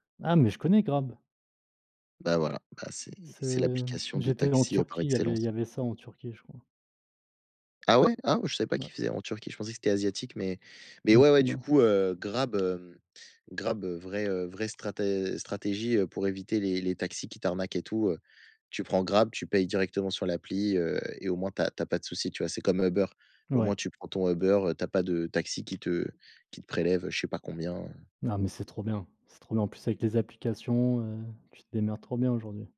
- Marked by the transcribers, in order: other background noise; tapping
- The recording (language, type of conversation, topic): French, unstructured, Quelle est la chose la plus inattendue qui te soit arrivée en voyage ?